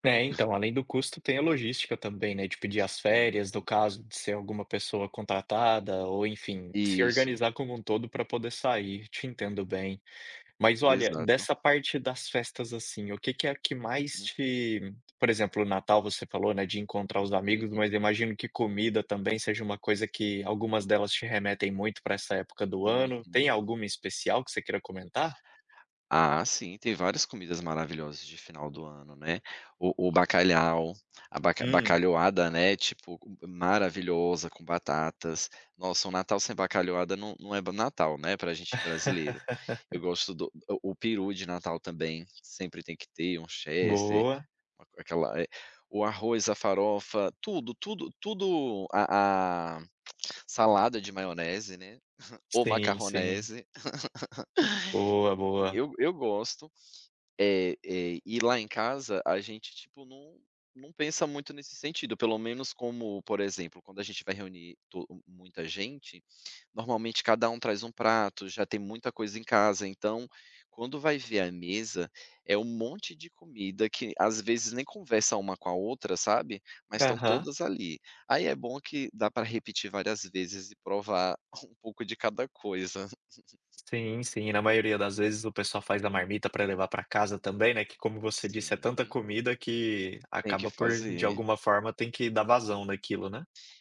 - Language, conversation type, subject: Portuguese, podcast, Qual festa ou tradição mais conecta você à sua identidade?
- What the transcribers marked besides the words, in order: laugh; chuckle; chuckle